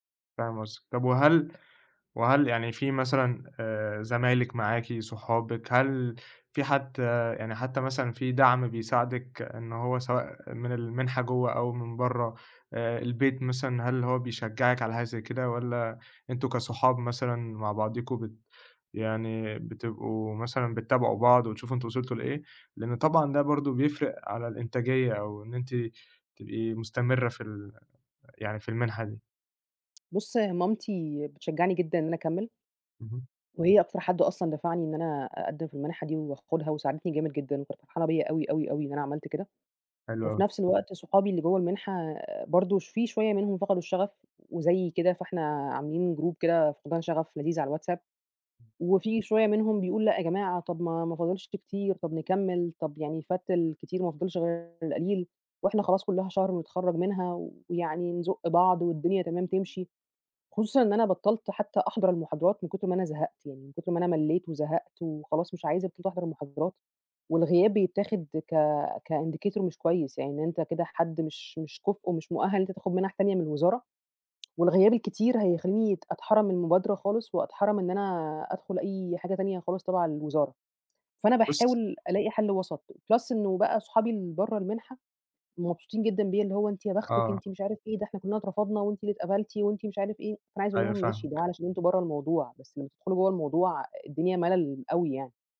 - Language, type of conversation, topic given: Arabic, advice, إزاي أقدر أتغلب على صعوبة إني أخلّص مشاريع طويلة المدى؟
- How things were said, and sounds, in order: tapping; in English: "جروب"; in English: "كindicator"; in English: "plus"